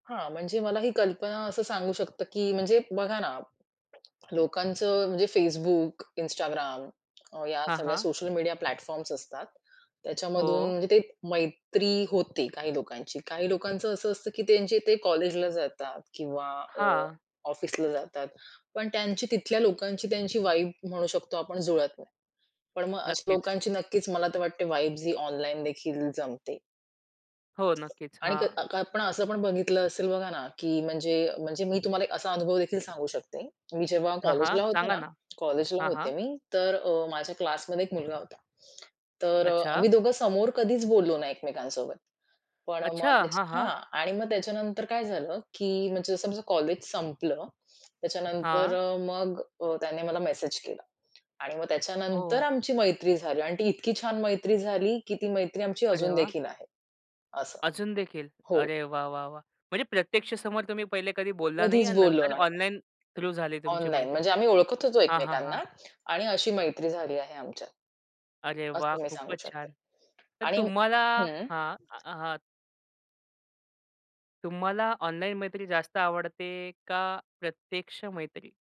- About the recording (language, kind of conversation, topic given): Marathi, podcast, ऑनलाइन मित्रमैत्रिणींमध्ये आणि समोरासमोरच्या मैत्रीमध्ये तुम्हाला कोणते फरक जाणवतात?
- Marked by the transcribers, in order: other background noise; swallow; swallow; in English: "प्लॅटफॉर्म्स"; in English: "वाइब"; tapping; in English: "वाइब्स"; swallow; surprised: "अच्छा. हां, हां"; in English: "थ्रू"